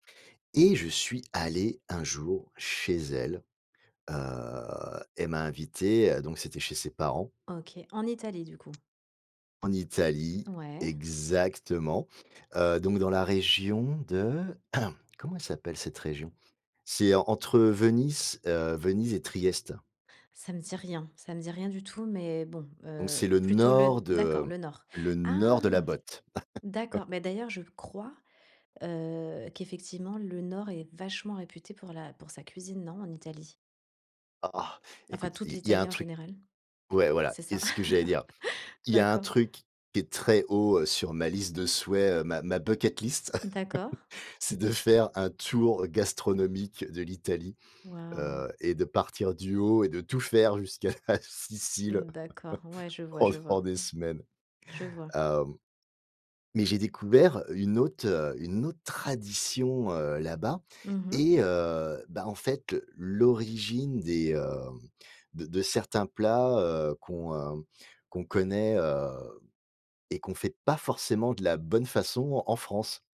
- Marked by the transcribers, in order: drawn out: "heu"; tapping; cough; laugh; laugh; other background noise; in English: "bucket list"; laugh; laughing while speaking: "jusqu'à la Sicile pendant des semaines"
- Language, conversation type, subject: French, podcast, Quelle odeur de cuisine te ramène instantanément en enfance ?